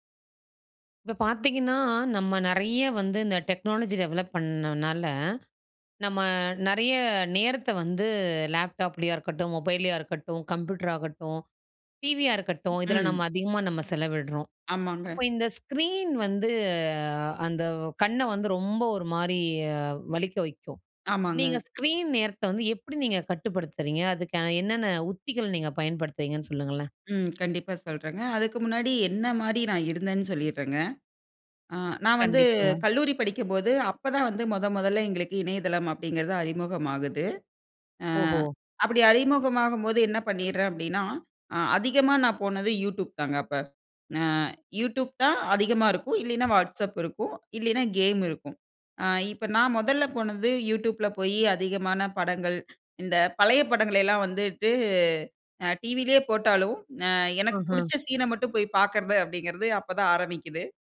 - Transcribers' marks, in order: in English: "டெக்னாலஜி டெவலப்"; "கண்டிப்பாங்க" said as "கண்டிப்பா"
- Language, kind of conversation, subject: Tamil, podcast, நீங்கள் தினசரி திரை நேரத்தை எப்படிக் கட்டுப்படுத்திக் கொள்கிறீர்கள்?